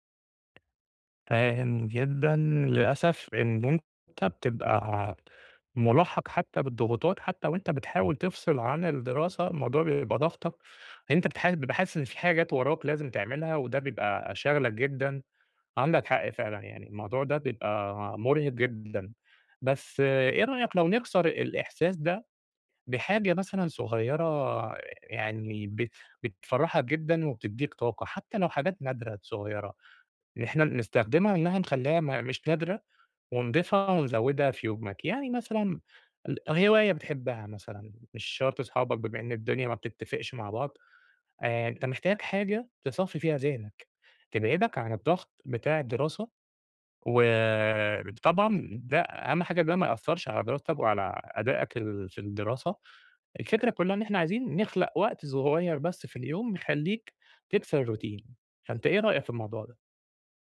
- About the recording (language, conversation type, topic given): Arabic, advice, إزاي أتعامل مع إحساسي إن أيامي بقت مكررة ومفيش شغف؟
- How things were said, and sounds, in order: tapping; in English: "الروتين"